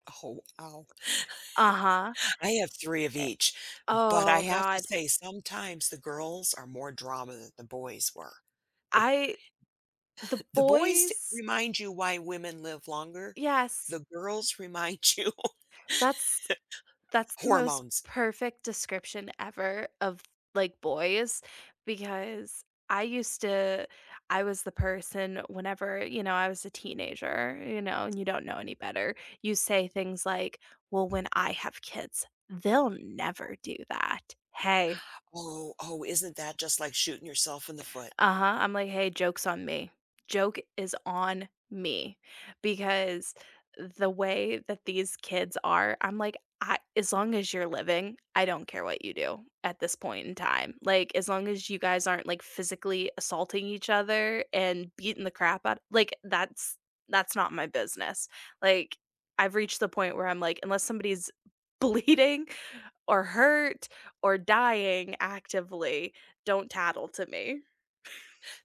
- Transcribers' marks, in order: chuckle; scoff; laughing while speaking: "remind you"; chuckle; tapping; other background noise; laughing while speaking: "bleeding"; chuckle
- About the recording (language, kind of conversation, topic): English, unstructured, What laughs carried you through hard times, and how do you lift others?
- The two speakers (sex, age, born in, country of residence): female, 30-34, United States, United States; female, 60-64, United States, United States